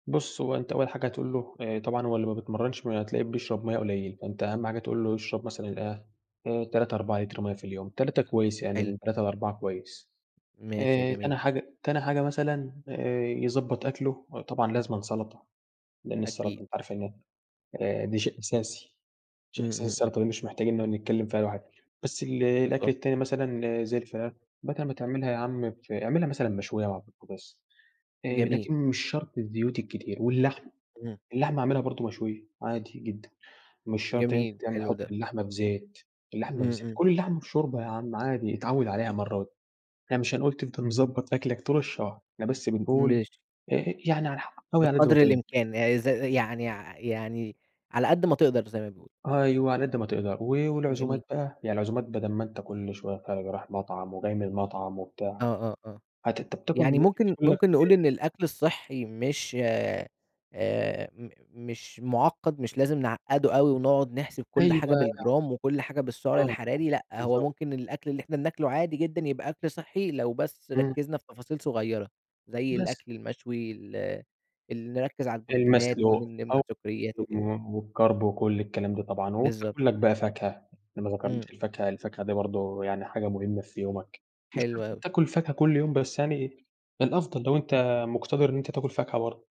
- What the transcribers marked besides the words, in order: other background noise; tapping; stressed: "أيوه"; unintelligible speech; in English: "والكارب"
- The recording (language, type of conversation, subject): Arabic, podcast, إيه العادات البسيطة اللي بتتبعها عشان تاكل أكل صحي؟